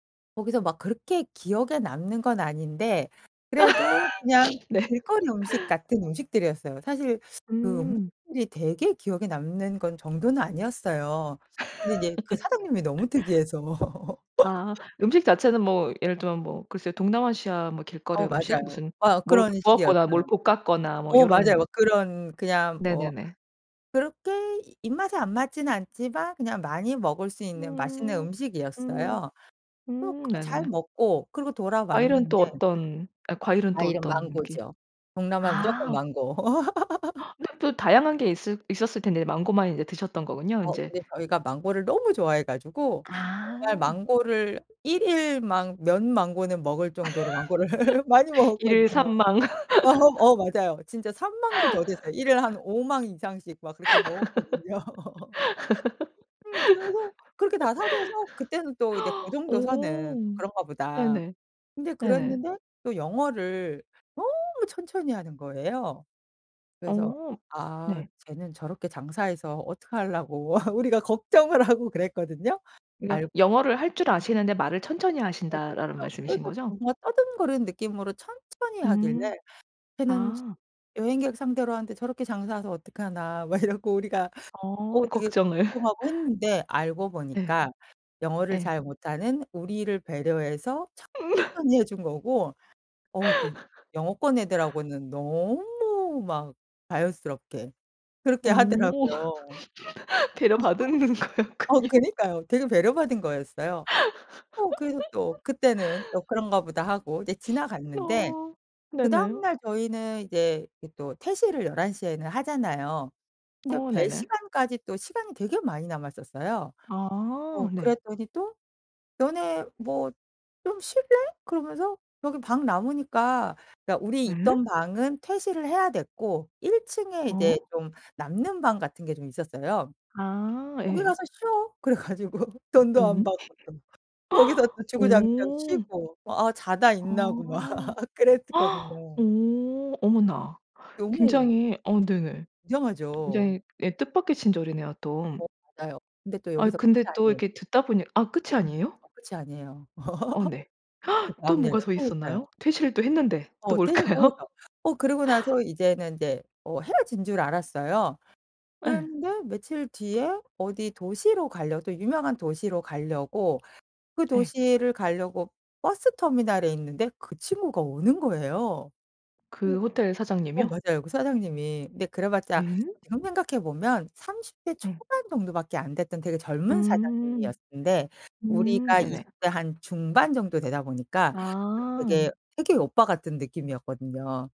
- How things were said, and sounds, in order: laugh; tapping; laugh; laugh; laugh; other background noise; gasp; laugh; laugh; laughing while speaking: "망고를 많이 먹었거든요. 어"; laugh; laughing while speaking: "먹었거든요"; laughing while speaking: "어떻게 하려고' 우리가 걱정을 하고"; laughing while speaking: "막 이러고"; laughing while speaking: "걱정을"; laugh; laugh; laugh; laughing while speaking: "배려받은 거였군요"; laugh; sniff; put-on voice: "너네 뭐 좀 쉴래?"; put-on voice: "거기 가서 쉬어"; laughing while speaking: "그래 가지고 돈도 안 받고"; gasp; gasp; laughing while speaking: "막 그랬었거든요"; laugh; gasp; laughing while speaking: "뭘까요?"; laugh
- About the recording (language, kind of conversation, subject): Korean, podcast, 뜻밖의 친절을 받은 적이 있으신가요?